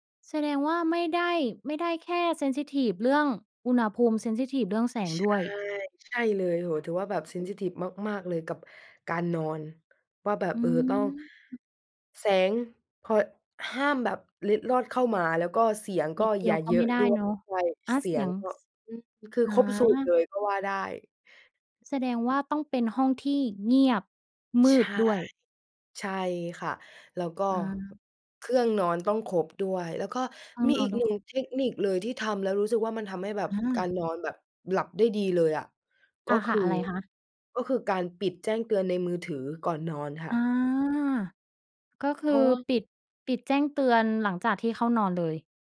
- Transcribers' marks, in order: in English: "เซนซิทิฟ"; in English: "เซนซิทิฟ"; in English: "เซนซิทิฟ"; tapping; other background noise
- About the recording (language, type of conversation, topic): Thai, podcast, คุณมีเทคนิคอะไรที่ช่วยให้นอนหลับได้ดีขึ้นบ้าง?